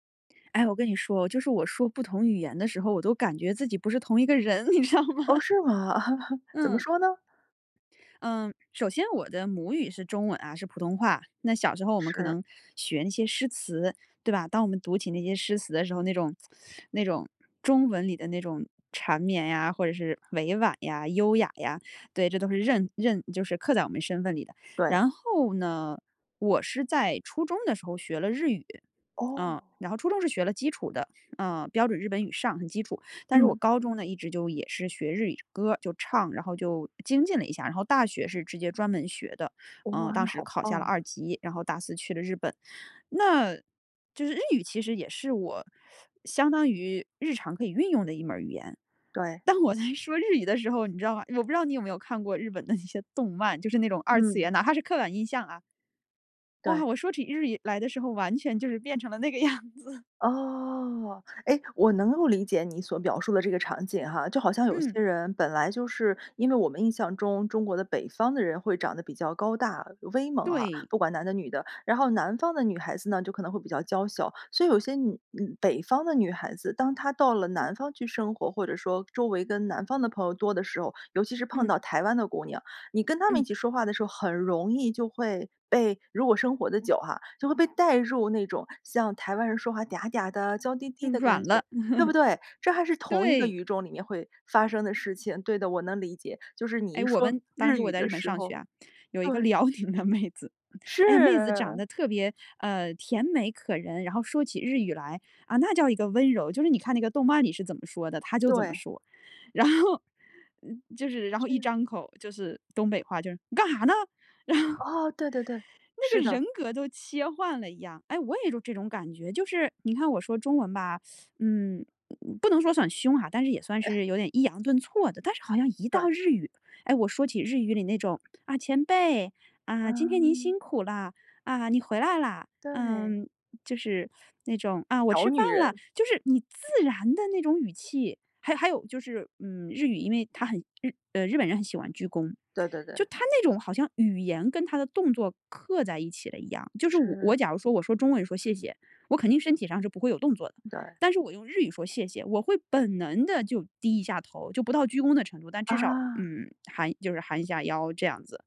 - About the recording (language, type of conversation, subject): Chinese, podcast, 语言在你的身份认同中起到什么作用？
- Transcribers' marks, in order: laughing while speaking: "人，你知道吗？"; chuckle; surprised: "哦，是吗？"; laugh; laughing while speaking: "当我在说日语的时候，你 … 是刻板印象啊"; laughing while speaking: "那个样子"; drawn out: "哦"; laugh; laughing while speaking: "辽宁的妹子"; laughing while speaking: "然后"; put-on voice: "你干哈呢？"; chuckle; teeth sucking; put-on voice: "啊！前辈，啊，今天您辛苦了；啊，你回来啦！"; put-on voice: "啊！我吃饭了"; stressed: "本能"